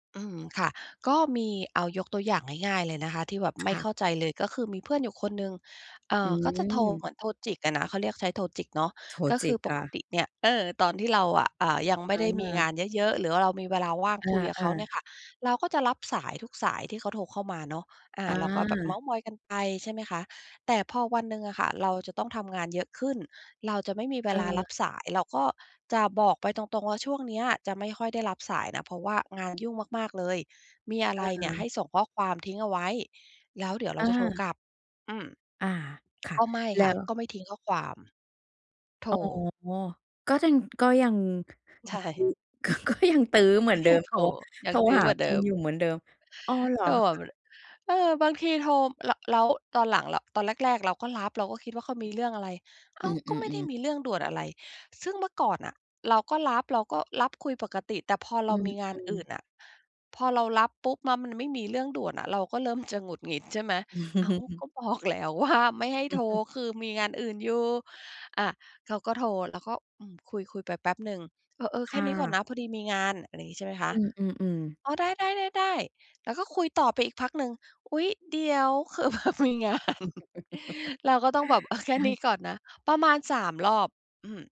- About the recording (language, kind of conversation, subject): Thai, podcast, จะทำอย่างไรให้คนอื่นเข้าใจขอบเขตของคุณได้ง่ายขึ้น?
- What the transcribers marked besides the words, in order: other background noise; laughing while speaking: "ก็"; laughing while speaking: "ใช่"; chuckle; chuckle; laughing while speaking: "แล้วว่า"; chuckle; laughing while speaking: "แบบมีงาน"; chuckle